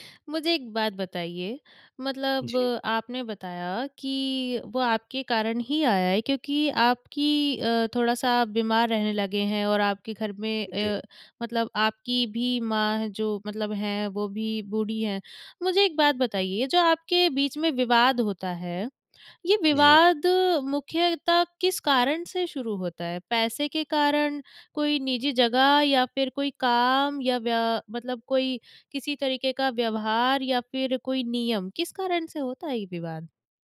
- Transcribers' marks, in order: none
- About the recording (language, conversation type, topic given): Hindi, advice, वयस्क संतान की घर वापसी से कौन-कौन से संघर्ष पैदा हो रहे हैं?
- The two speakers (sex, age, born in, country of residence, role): female, 20-24, India, India, advisor; male, 25-29, India, India, user